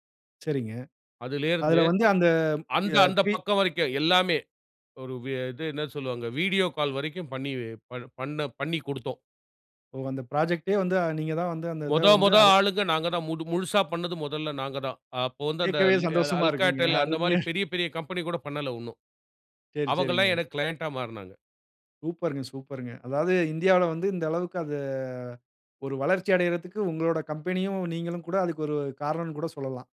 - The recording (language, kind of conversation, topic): Tamil, podcast, வழிகாட்டியுடன் திறந்த உரையாடலை எப்படித் தொடங்குவது?
- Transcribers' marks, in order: in English: "புராஜெக்டே"; laughing while speaking: "அருமையா"; "இன்னும்" said as "உன்னும்"; in English: "கிளையன்ட்டா"; drawn out: "அது"; other background noise